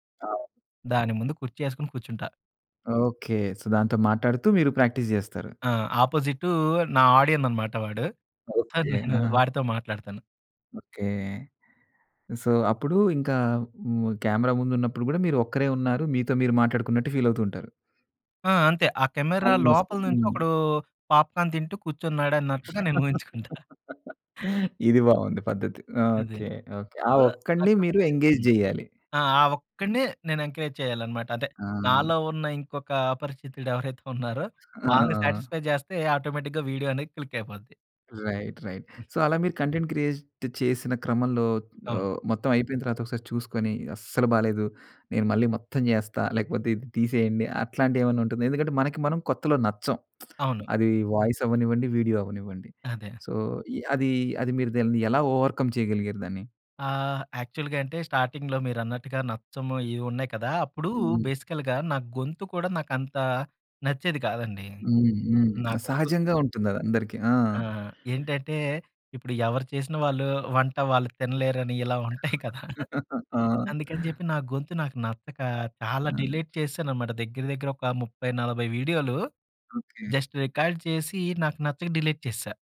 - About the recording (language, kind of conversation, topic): Telugu, podcast, కెమెరా ముందు ఆత్మవిశ్వాసంగా కనిపించేందుకు సులభమైన చిట్కాలు ఏమిటి?
- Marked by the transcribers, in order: in English: "సొ"; in English: "ప్రాక్టీస్"; in English: "ఆడియన్"; in English: "సో"; giggle; in English: "సో"; in English: "ఫీల్"; in English: "ఆల్‌మోస్ట్"; in English: "పాప్‌కార్న్"; laugh; chuckle; in English: "సొ"; unintelligible speech; in English: "ఎంగేజ్"; in English: "ఎంకరేజ్"; giggle; in English: "సాటిస్ఫై"; other background noise; in English: "ఆటోమేటిక్‌గా"; in English: "క్లిక్"; in English: "రైట్, రైట్. సో"; in English: "కంటెంట్ క్రియేట్"; lip smack; in English: "వాయిస్"; in English: "సో"; in English: "ఓవర్‌కమ్"; in English: "యాక్చువల్‌గా"; in English: "స్టార్టింగ్‌లో"; in English: "బేసికల్‌గా"; tapping; chuckle; in English: "డిలీట్"; in English: "జస్ట్ రికార్డ్"; in English: "డిలీట్"